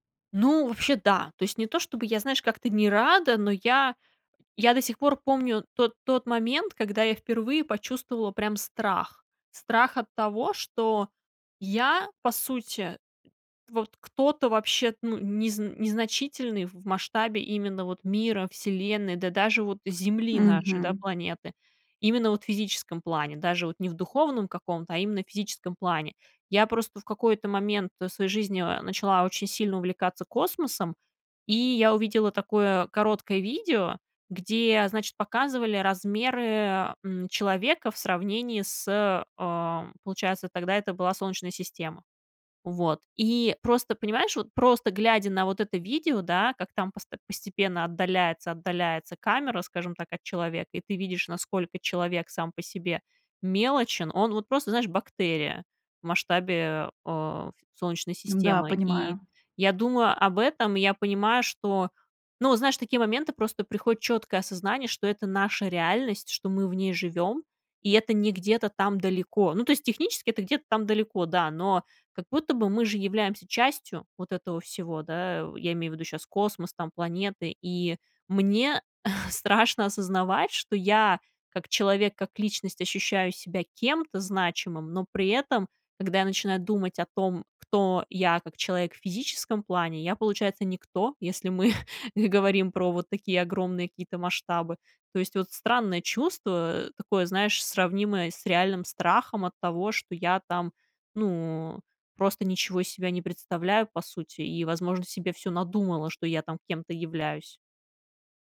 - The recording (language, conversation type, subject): Russian, advice, Как вы переживаете кризис середины жизни и сомнения в смысле жизни?
- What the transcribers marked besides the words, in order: tapping; chuckle; laughing while speaking: "мы"